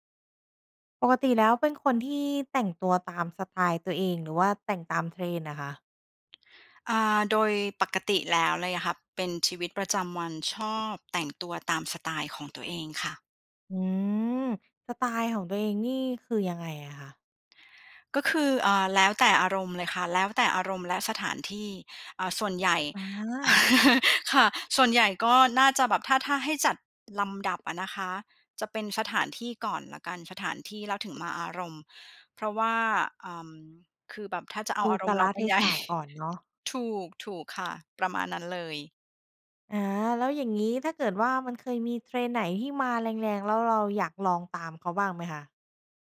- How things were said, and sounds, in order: other background noise; chuckle; laughing while speaking: "ใหญ่"
- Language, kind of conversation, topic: Thai, podcast, ชอบแต่งตัวตามเทรนด์หรือคงสไตล์ตัวเอง?